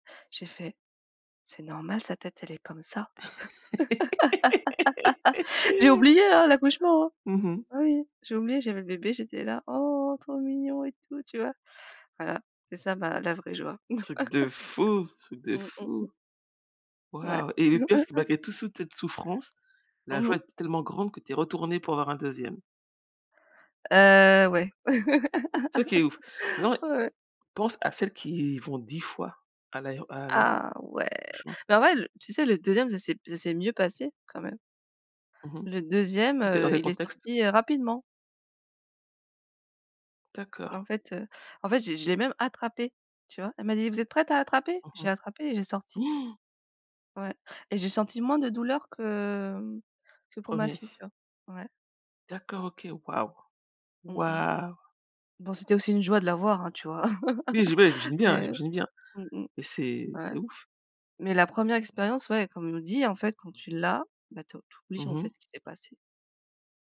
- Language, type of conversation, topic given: French, unstructured, Peux-tu partager un moment où tu as ressenti une vraie joie ?
- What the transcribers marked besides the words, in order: laugh; laugh; "cette" said as "tette"; chuckle; laugh; gasp